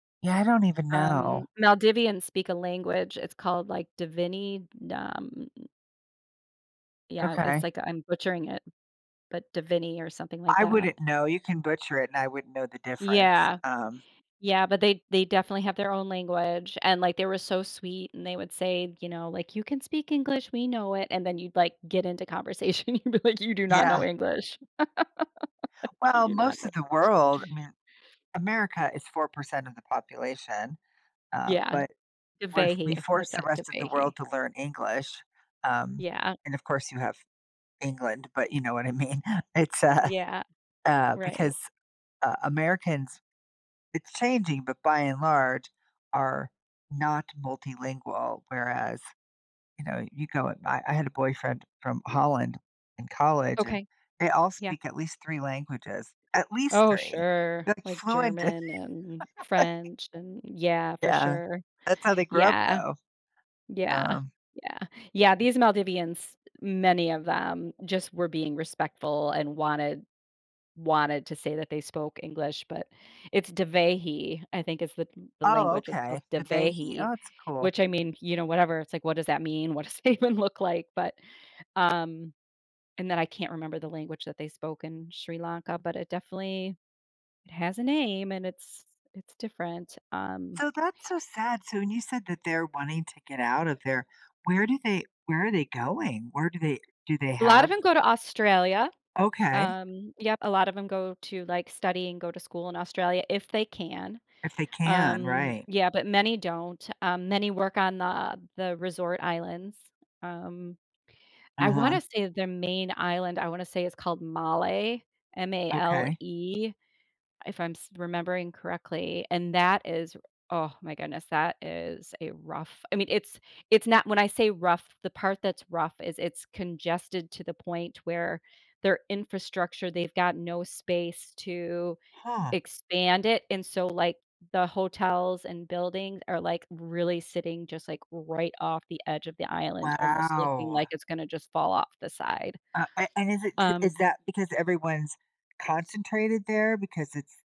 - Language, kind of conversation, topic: English, unstructured, Should I explore a city like a local or rush the highlights?
- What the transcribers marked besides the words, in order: "Dhivehi" said as "Divinee"; tapping; "Dhivehi" said as "Divinee"; laughing while speaking: "conversation, and you'd be like"; laugh; other background noise; laughing while speaking: "mean. It's uh"; laughing while speaking: "in it, like"; laughing while speaking: "does it even"; drawn out: "Wow"